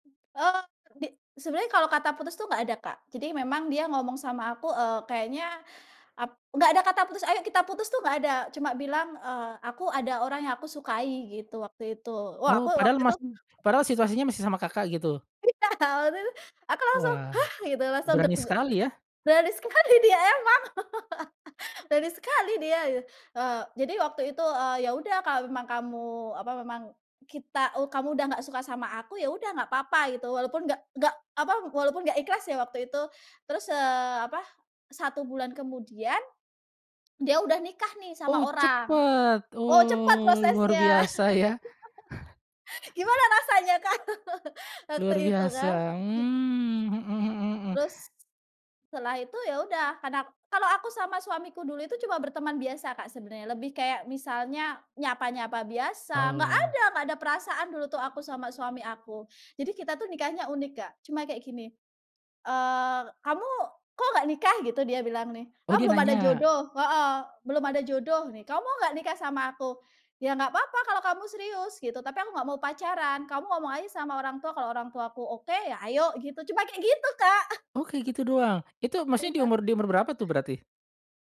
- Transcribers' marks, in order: other background noise; other noise; laughing while speaking: "sekali"; chuckle; drawn out: "oh"; tapping; chuckle; drawn out: "mmm"
- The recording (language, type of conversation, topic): Indonesian, podcast, Bagaimana pengalaman kamu setelah menikah?